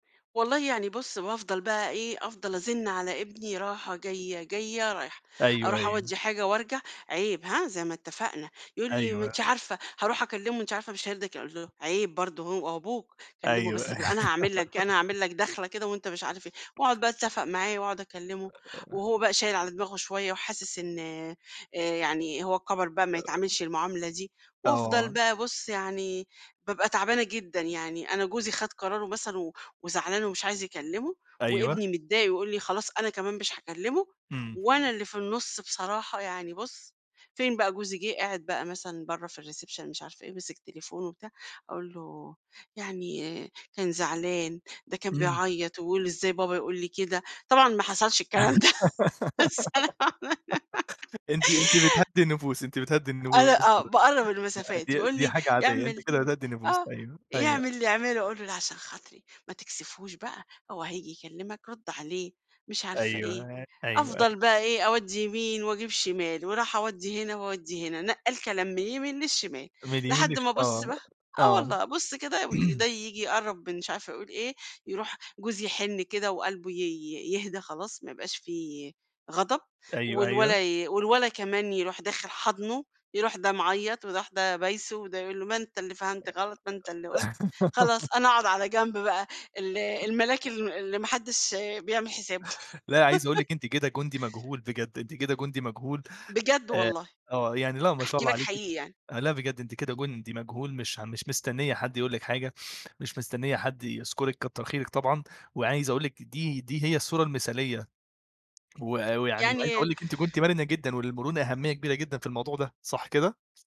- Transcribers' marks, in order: tapping; laugh; unintelligible speech; other noise; in English: "الريسيبشن"; giggle; laugh; unintelligible speech; throat clearing; laugh; laugh
- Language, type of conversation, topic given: Arabic, podcast, إزاي بتتعامل مع المقاطعات في البيت؟